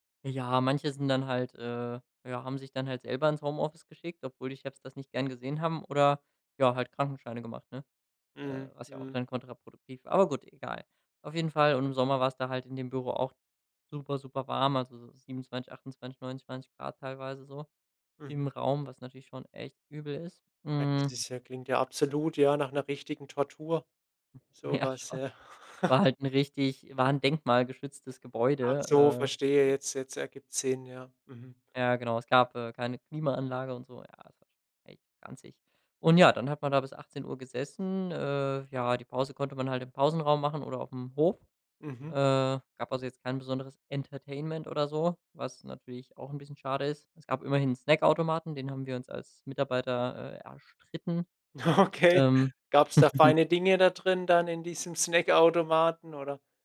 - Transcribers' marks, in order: chuckle; laughing while speaking: "Ja"; chuckle; other background noise; laughing while speaking: "Oh, okay"; chuckle
- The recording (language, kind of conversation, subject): German, podcast, Wie hat Homeoffice deinen Alltag verändert?